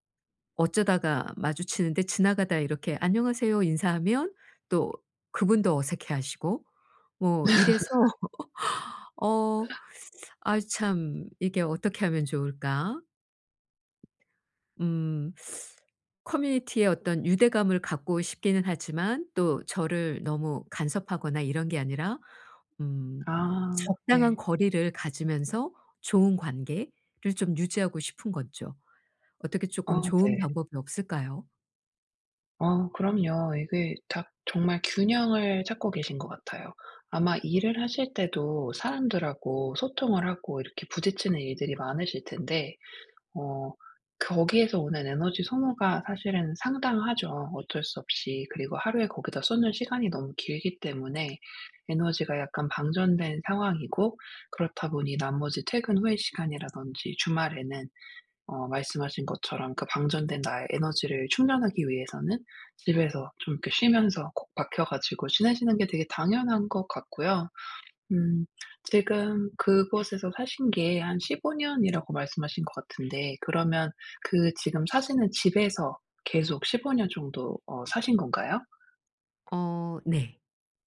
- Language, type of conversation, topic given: Korean, advice, 지역사회에 참여해 소속감을 느끼려면 어떻게 해야 하나요?
- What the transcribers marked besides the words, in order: laugh; other background noise; laugh; teeth sucking; tapping